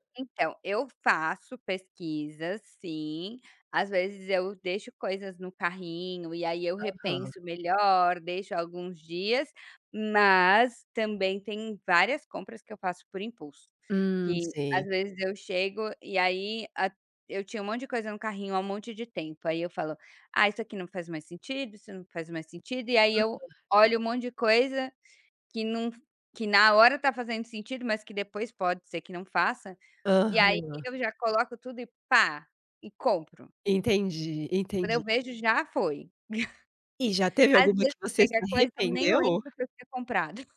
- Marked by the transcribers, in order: chuckle; chuckle
- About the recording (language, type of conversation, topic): Portuguese, podcast, Que papel os aplicativos de entrega têm no seu dia a dia?